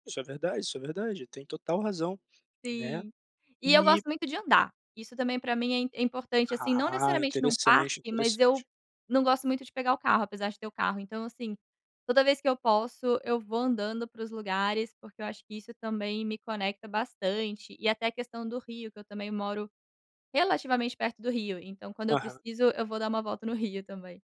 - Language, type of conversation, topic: Portuguese, podcast, Como você usa a natureza para recarregar o corpo e a mente?
- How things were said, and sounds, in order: tapping